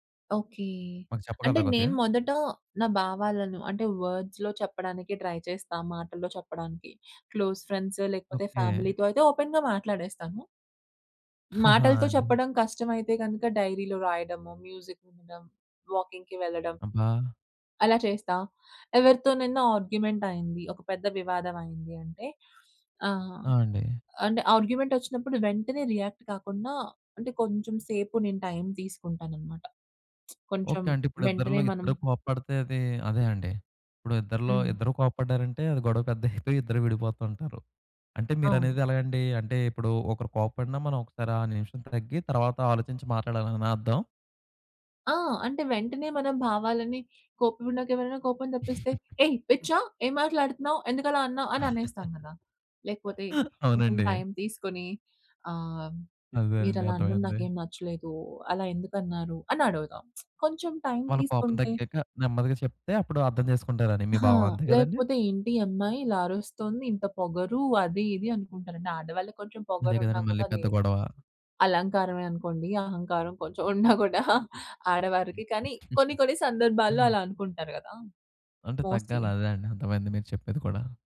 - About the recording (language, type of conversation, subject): Telugu, podcast, మీ భావాలను మీరు సాధారణంగా ఎలా వ్యక్తపరుస్తారు?
- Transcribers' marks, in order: in English: "వర్డ్స్‌లో"; in English: "ట్రై"; in English: "క్లోజ్ ఫ్రెండ్స్"; in English: "ఫ్యామిలీతో"; in English: "ఓపెన్‌గా"; giggle; in English: "డైరీలో"; in English: "మ్యూజిక్"; in English: "వాకింగ్‌కి"; in English: "ఆర్గ్యుమెంట్"; in English: "ఆర్గ్యుమెంట్"; in English: "రియాక్ట్"; lip smack; chuckle; chuckle; put-on voice: "ఏయ్ పిచ్చా! ఏం మాట్లాడుతున్నావ్. ఎందుకు అలా అన్నావ్?"; laugh; lip smack; chuckle; in English: "మోస్ట్‌లీ"